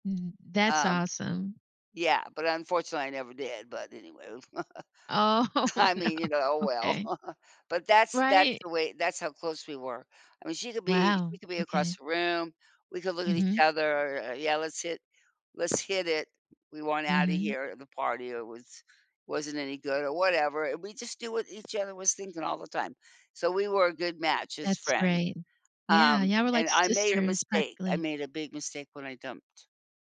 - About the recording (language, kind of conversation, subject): English, unstructured, How can learning from mistakes help us build stronger friendships?
- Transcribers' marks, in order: laugh; laughing while speaking: "I"; laughing while speaking: "Oh, no"; laugh; other background noise; tapping